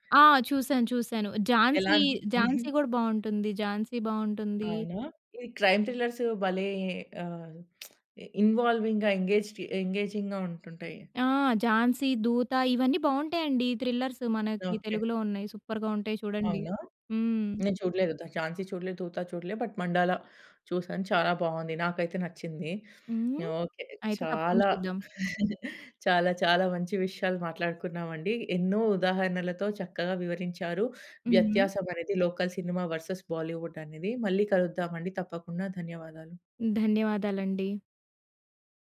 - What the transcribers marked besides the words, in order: in English: "క్రైమ్ థ్రిల్లర్స్"; lip smack; in English: "ఇన్వాల్వింగ్‌గా, ఎంగేజ్‌పి ఎంగేజింగ్‌గా"; in English: "థ్రిల్లర్స్"; in English: "సూపర్‌గా"; tapping; in English: "బట్"; giggle; in English: "లోకల్ సినిమా వెర్సస్ బాలీవుడ్"
- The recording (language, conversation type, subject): Telugu, podcast, స్థానిక సినిమా మరియు బోలీవుడ్ సినిమాల వల్ల సమాజంపై పడుతున్న ప్రభావం ఎలా మారుతోందని మీకు అనిపిస్తుంది?